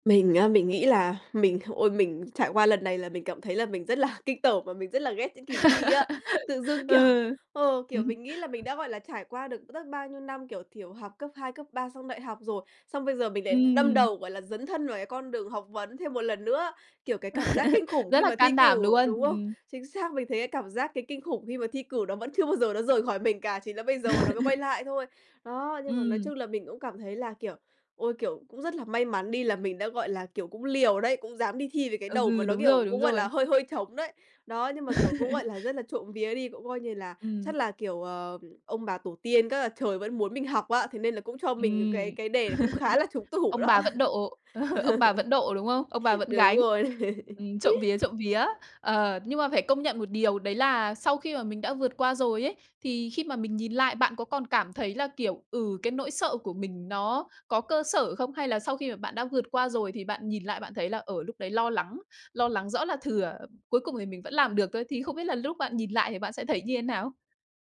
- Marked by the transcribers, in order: laughing while speaking: "là"; laugh; laughing while speaking: "Ừm"; laughing while speaking: "kiểu"; tapping; chuckle; chuckle; chuckle; chuckle; laughing while speaking: "tủ đó"; chuckle
- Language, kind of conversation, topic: Vietnamese, podcast, Bạn có thể kể về một lần bạn cảm thấy mình thật can đảm không?